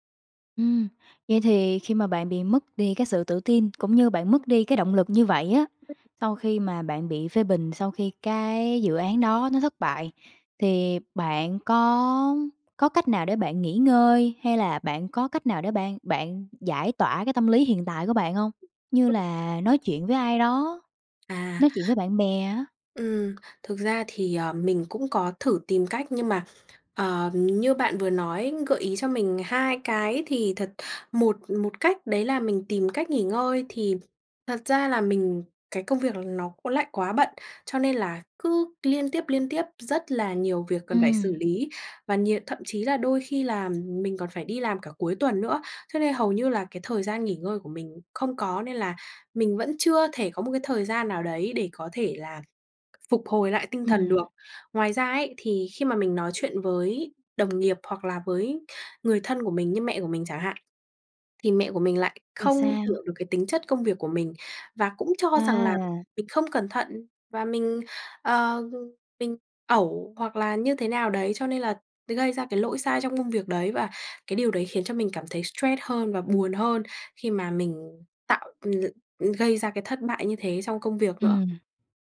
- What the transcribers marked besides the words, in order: other background noise; tapping
- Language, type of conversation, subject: Vietnamese, advice, Làm thế nào để lấy lại động lực sau một thất bại lớn trong công việc?